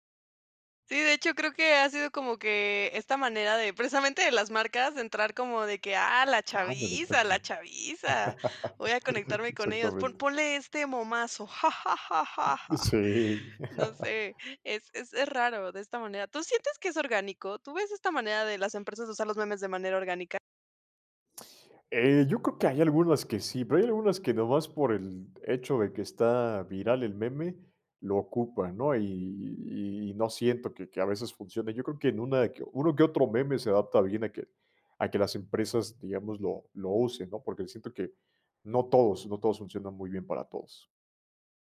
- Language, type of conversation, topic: Spanish, podcast, ¿Por qué crees que los memes se vuelven tan poderosos socialmente?
- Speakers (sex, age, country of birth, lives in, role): female, 20-24, Mexico, Mexico, host; male, 25-29, Mexico, Mexico, guest
- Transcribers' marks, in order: laugh; chuckle